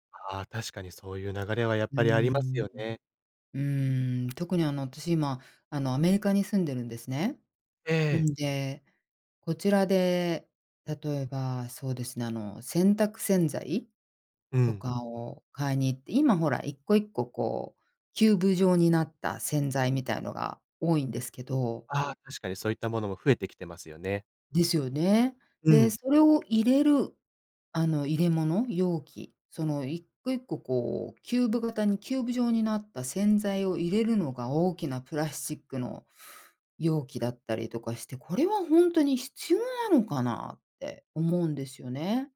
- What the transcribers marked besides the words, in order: none
- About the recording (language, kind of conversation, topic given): Japanese, podcast, プラスチックごみの問題について、あなたはどう考えますか？